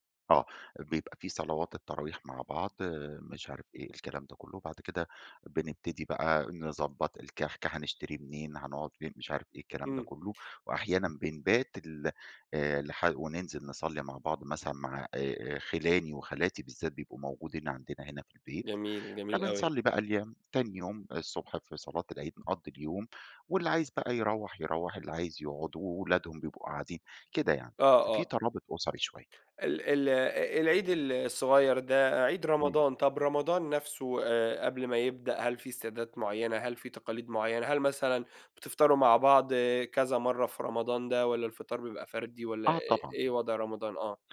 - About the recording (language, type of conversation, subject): Arabic, podcast, إزاي بتحتفلوا بالمناسبات التقليدية عندكم؟
- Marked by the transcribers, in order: none